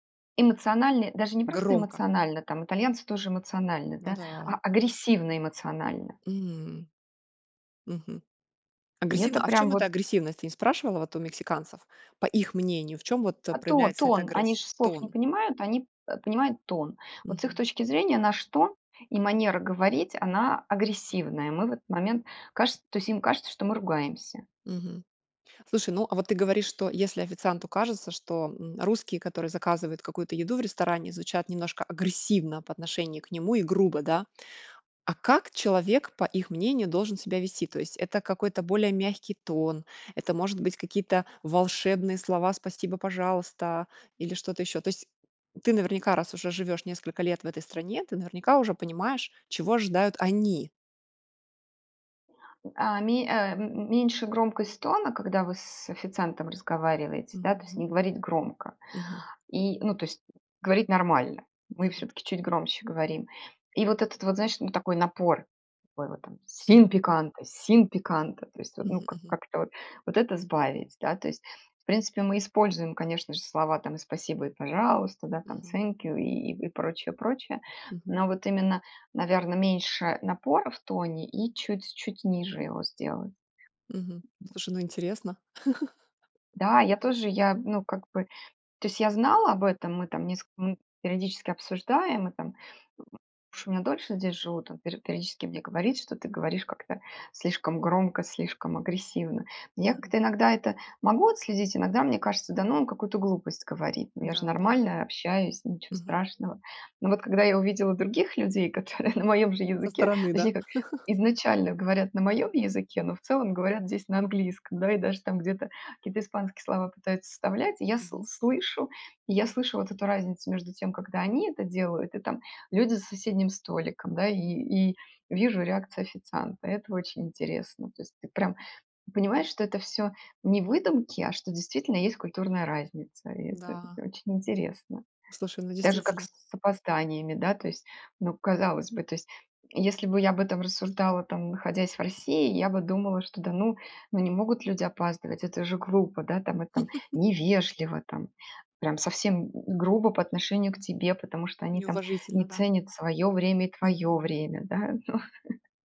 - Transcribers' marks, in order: in Spanish: "Sin picante, Sin picante"; in English: "Thank you"; other noise; chuckle; laughing while speaking: "которые"; chuckle; tapping; laugh; chuckle
- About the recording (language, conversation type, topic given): Russian, podcast, Когда вы впервые почувствовали культурную разницу?